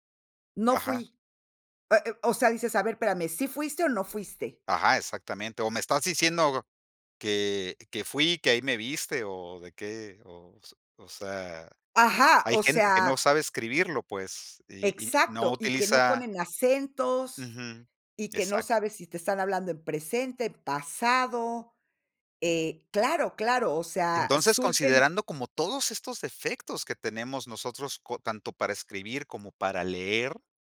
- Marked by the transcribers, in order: none
- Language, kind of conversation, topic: Spanish, podcast, ¿Cómo cambian las redes sociales nuestra forma de relacionarnos?